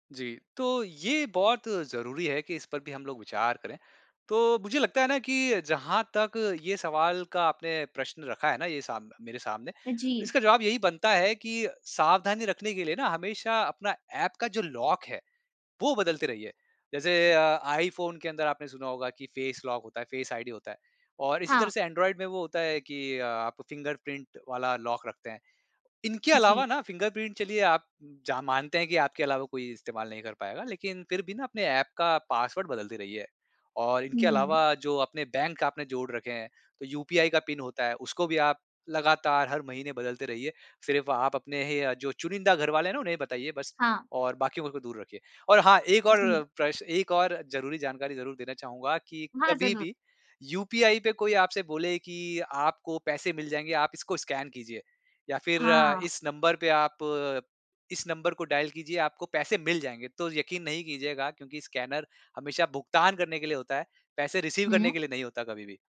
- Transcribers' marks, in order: in English: "फेस लॉक"; in English: "फेस आईडी"; in English: "फिंगरप्रिंट"; in English: "फिंगरप्रिंट"; in English: "डायल"; in English: "रिसीव"
- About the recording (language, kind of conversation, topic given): Hindi, podcast, कौन सा ऐप आपकी ज़िंदगी को आसान बनाता है और क्यों?